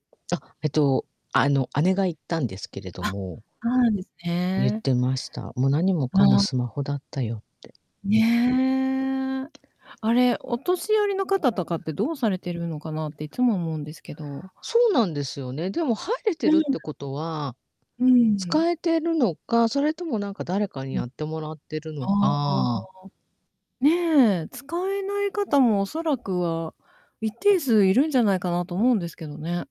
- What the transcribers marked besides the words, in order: distorted speech; other background noise
- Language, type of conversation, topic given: Japanese, unstructured, スマホを使いすぎることについて、どう思いますか？